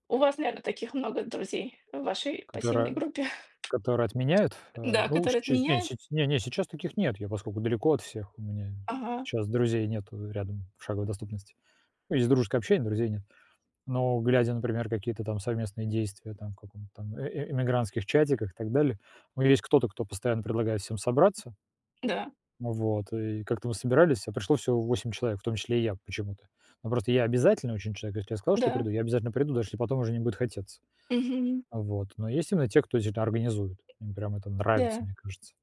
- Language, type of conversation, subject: Russian, unstructured, Как ты обычно договариваешься с другими о совместных занятиях?
- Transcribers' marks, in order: chuckle; tapping; other background noise; stressed: "обязательный"; stressed: "нравится"